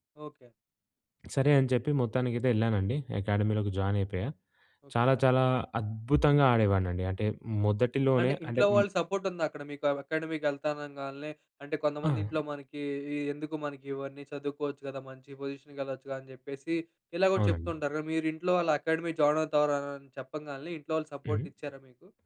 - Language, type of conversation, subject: Telugu, podcast, ఒక చిన్న సహాయం పెద్ద మార్పు తేవగలదా?
- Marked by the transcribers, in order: in English: "అకాడమీలోకి జాయిన్"; in English: "సపోర్ట్"; other background noise; in English: "పొజిషన్‌కి"; in English: "జాయిన్"; in English: "సపోర్ట్"